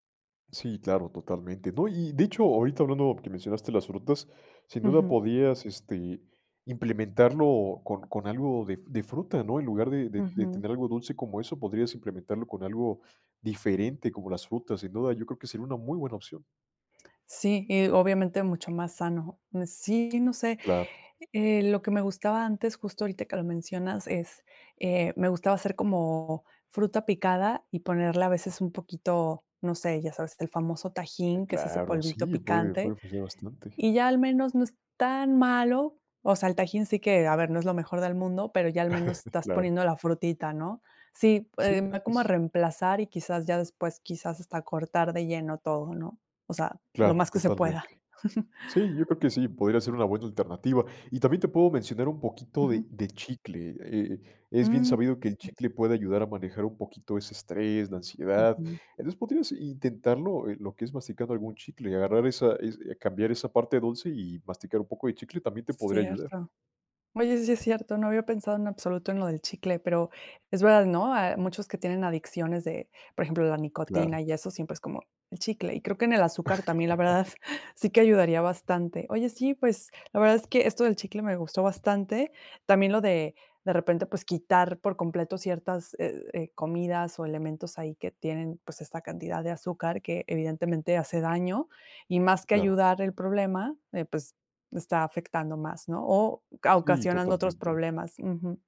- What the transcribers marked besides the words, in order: other background noise; chuckle; chuckle; other noise; chuckle; laughing while speaking: "la verdad"
- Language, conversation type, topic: Spanish, advice, ¿Cómo puedo evitar comer por emociones cuando estoy estresado o triste?